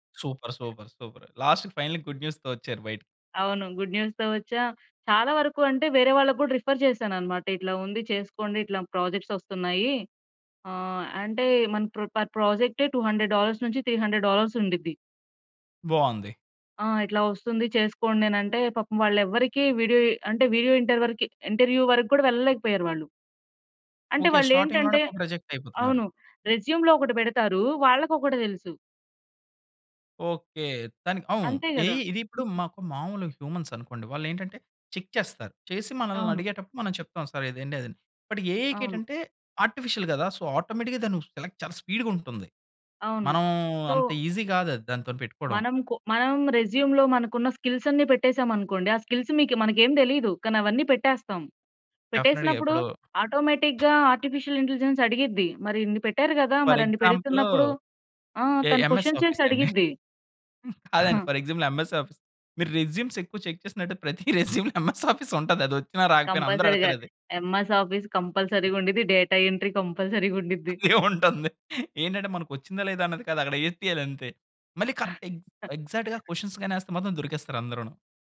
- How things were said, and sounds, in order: in English: "సూపర్. సూపర్. సూపర్. లాస్ట్‌కి ఫైనల్లి గుడ్ న్యూస్‌తో"; in English: "గుడ్ న్యూస్‌తో"; in English: "రిఫర్"; in English: "ప్రాజెక్ట్స్"; in English: "టు హండ్రెడ్ డాలర్స్"; in English: "త్రీ హండ్రెడ్ డాలర్స్"; in English: "ఇంటర్వ్యూ"; in English: "స్టార్టింగ్‌లోనే"; in English: "రిజెక్ట్"; in English: "రెజ్యూమ్‌లో"; in English: "ఏఐ"; other background noise; in English: "హ్యూమన్స్"; in English: "చెక్"; in English: "బట్ ఏఐ‌కి"; in English: "ఆర్టిఫిషియల్"; in English: "సో, ఆటోమేటిక్‌గా"; in English: "సెలెక్ట్"; in English: "సో"; in English: "ఈజీ"; in English: "రెజ్యూమ్‌లో"; in English: "స్కిల్స్"; in English: "స్కిల్స్"; in English: "డెఫ్‌నెట్‌గా"; in English: "ఆటోమేటిక్‌గా ఆర్టిఫిషియల్ ఇంటెలిజెన్స్"; lip smack; in English: "ఫర్"; in English: "ఎ ఎంఎస్ ఆఫీస్"; chuckle; in English: "క్వెషన్"; in English: "ఫర్ ఎగ్జాంపుల్ ఎంఎస్ ఆఫీస్"; in English: "రెజ్యూమ్స్"; in English: "చెక్"; laughing while speaking: "ప్రతి రెస్యూమ్‌లో ఎంఎస్ ఆఫీస్ ఉంటది"; in English: "రెస్యూమ్‌లో ఎంఎస్ ఆఫీస్"; in English: "కంపల్సరీ‌గా. ఎంఎస్ ఆఫీస్ కంపల్సరీ‌గా"; in English: "డేటా ఎంట్రీ కంపల్సరీ‌గా"; laughing while speaking: "అదే ఉంటంది"; in English: "కరెక్ట్ ఎగ్జ్ ఎగ్జాక్ట్‌గా క్వెషన్స్"; chuckle
- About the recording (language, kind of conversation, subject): Telugu, podcast, సరైన సమయంలో జరిగిన పరీక్ష లేదా ఇంటర్వ్యూ ఫలితం ఎలా మారింది?